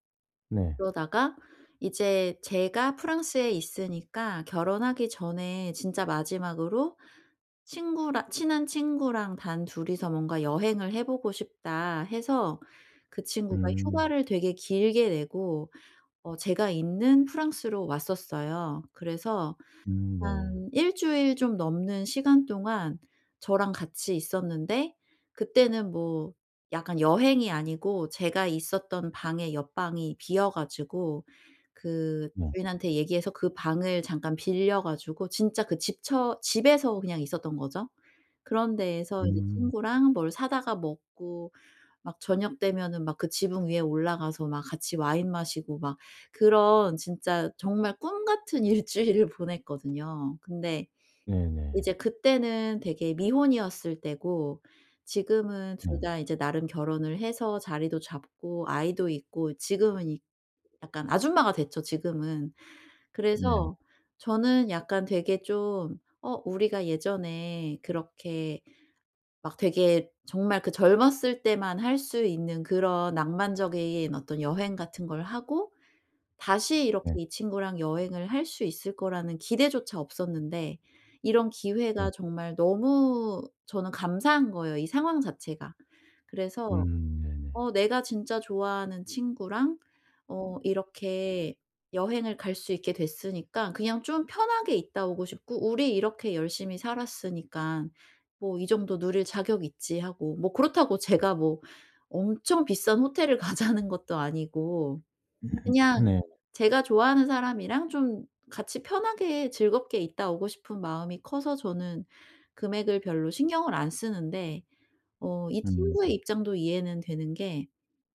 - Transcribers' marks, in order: laughing while speaking: "일 주일을"; other background noise; laughing while speaking: "가자는"; throat clearing
- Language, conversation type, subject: Korean, advice, 여행 예산을 정하고 예상 비용을 지키는 방법